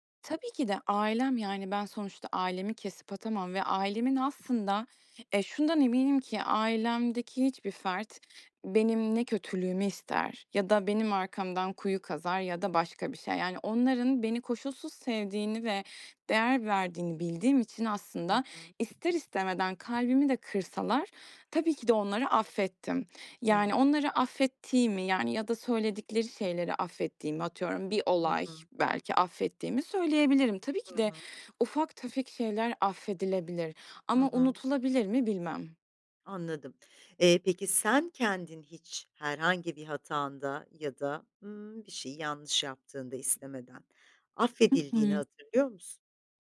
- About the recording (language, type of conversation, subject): Turkish, podcast, Affetmek senin için ne anlama geliyor?
- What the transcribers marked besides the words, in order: tapping